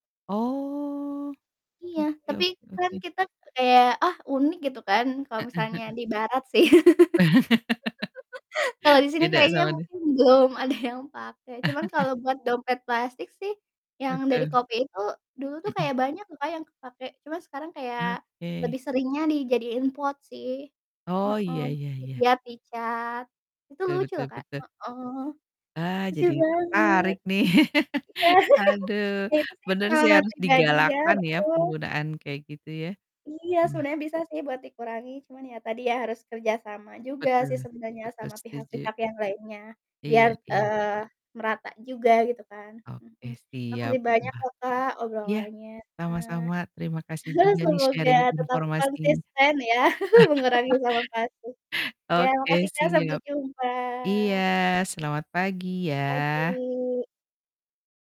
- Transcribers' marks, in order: drawn out: "Oh"; static; laughing while speaking: "sih"; laugh; mechanical hum; distorted speech; laughing while speaking: "ada"; other background noise; chuckle; tapping; unintelligible speech; laugh; chuckle; other noise; drawn out: "obrolannya"; chuckle; in English: "sharing"; chuckle; laugh; drawn out: "jumpa"
- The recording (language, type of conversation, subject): Indonesian, unstructured, Apa pendapatmu tentang penggunaan plastik sekali pakai?